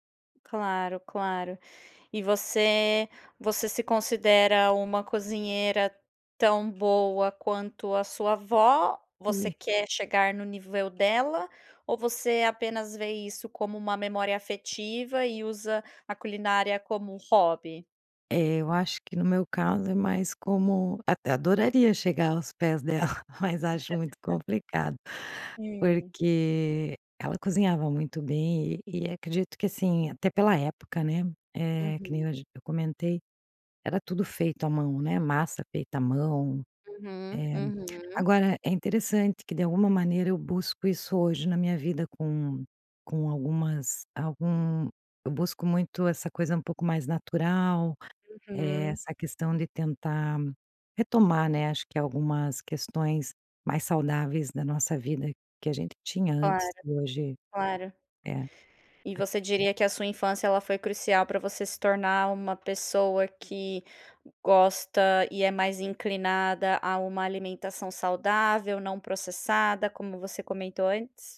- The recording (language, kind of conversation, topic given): Portuguese, podcast, Como a comida da sua infância marcou quem você é?
- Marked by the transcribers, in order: tapping; laugh; unintelligible speech